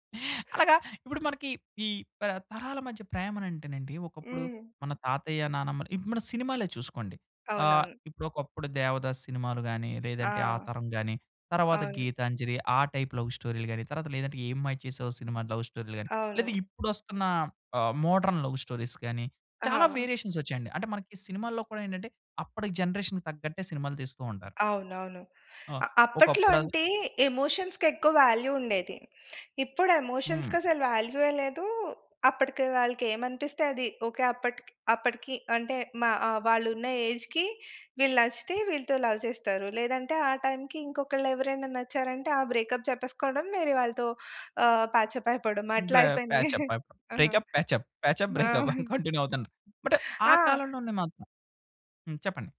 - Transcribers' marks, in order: in English: "టైప్ లవ్"; in English: "లవ్"; in English: "మోడర్న్ లవ్ స్టోరీస్"; in English: "వేరియేషన్స్"; in English: "జనరేషన్‌కి"; in English: "ఎమోషన్స్‌కి"; in English: "వాల్యూ"; other background noise; in English: "ఏజ్‌కి"; in English: "లవ్"; in English: "బ్రేకప్"; in English: "ప్యాచప్"; in English: "బ్రేకప్, ప్యాచప్, ప్యాచప్, బ్రేకప్"; in English: "పాచ్ అప్"; chuckle; in English: "కంటిన్యూ"; chuckle; in English: "బట్"
- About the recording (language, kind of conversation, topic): Telugu, podcast, ప్రతి తరం ప్రేమను ఎలా వ్యక్తం చేస్తుంది?